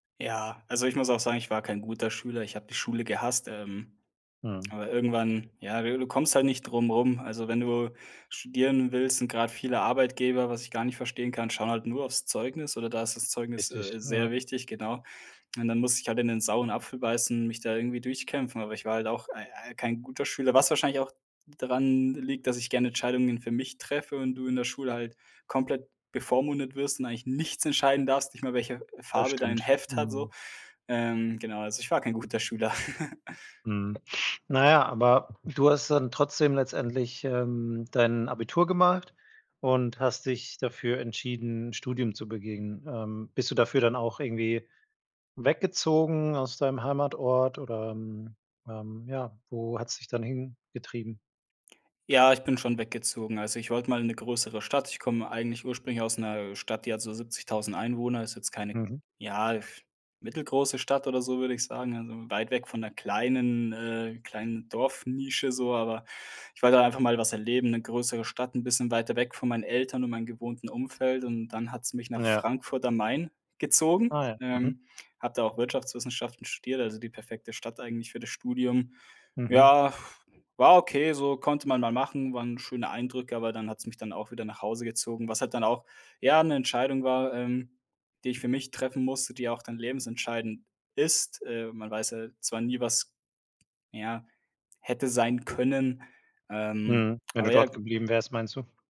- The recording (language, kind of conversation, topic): German, podcast, Wann hast du zum ersten Mal wirklich eine Entscheidung für dich selbst getroffen?
- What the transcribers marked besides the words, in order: other background noise; stressed: "nichts"; chuckle; other noise